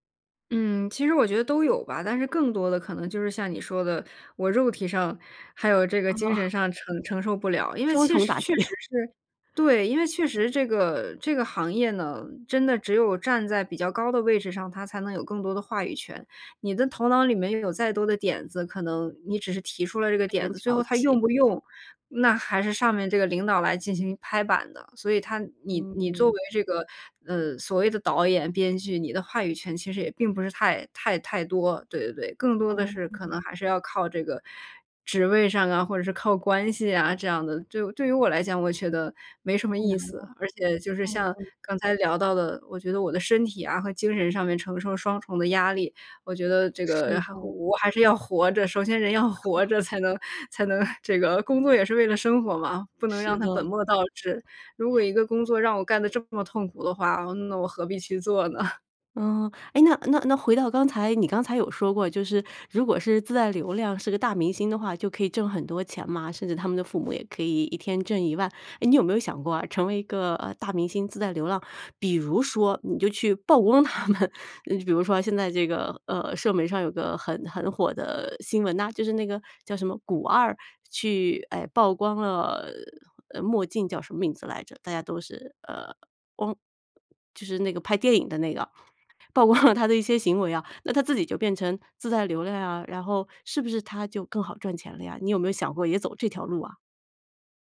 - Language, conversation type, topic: Chinese, podcast, 你怎么看待工作与生活的平衡？
- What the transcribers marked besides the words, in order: chuckle; chuckle; other background noise; laughing while speaking: "那我何必去做呢？"; "量" said as "浪"; laughing while speaking: "曝光他们"; other noise; chuckle